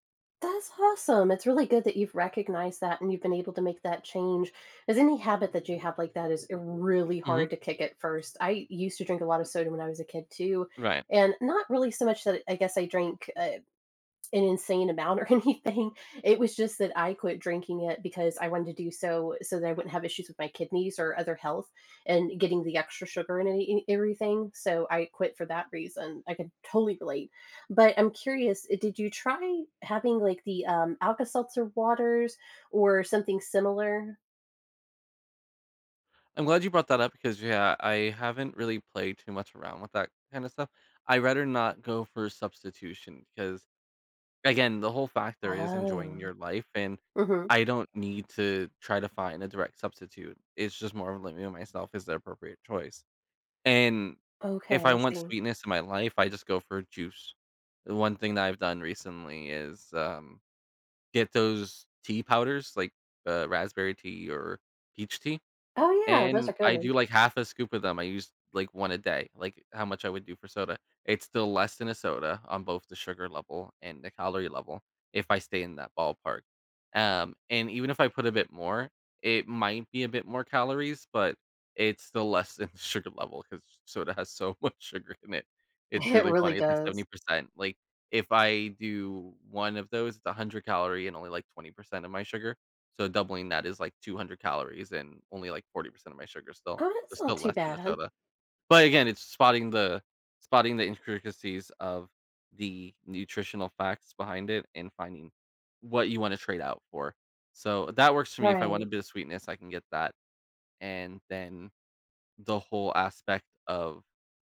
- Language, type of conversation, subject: English, unstructured, How can I balance enjoying life now and planning for long-term health?
- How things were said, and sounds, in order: joyful: "That's awesome"; stressed: "really"; laughing while speaking: "anything"; other background noise; laughing while speaking: "sugar level, 'cause soda has so much sugar in it"; laughing while speaking: "It"